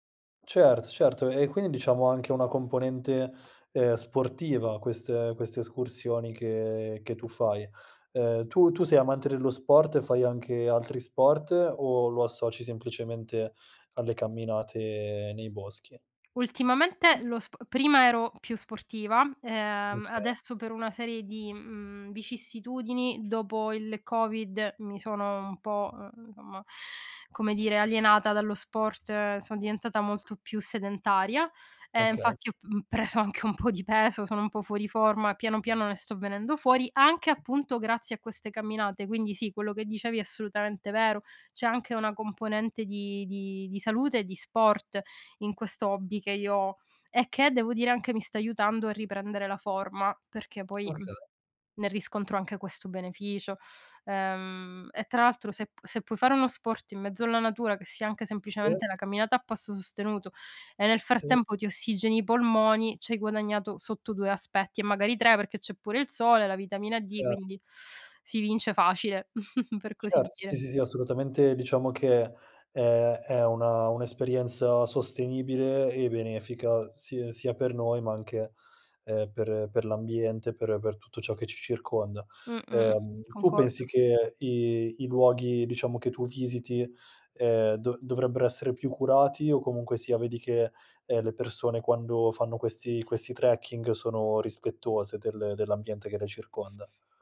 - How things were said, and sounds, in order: other background noise; "insomma" said as "omma"; laughing while speaking: "preso anche un po'"; chuckle
- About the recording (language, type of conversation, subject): Italian, podcast, Perché ti piace fare escursioni o camminare in natura?